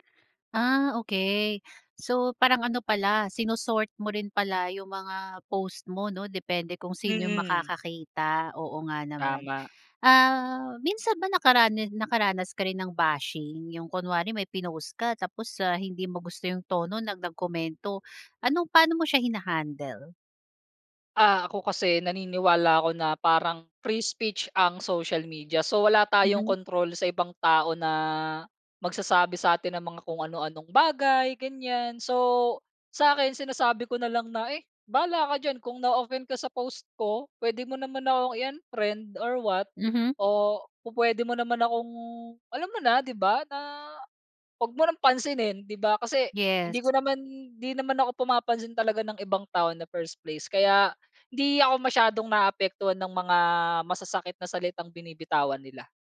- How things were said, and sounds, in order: in English: "free speech"; in English: "in the first place"
- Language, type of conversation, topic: Filipino, podcast, Paano nakaaapekto ang midyang panlipunan sa paraan ng pagpapakita mo ng sarili?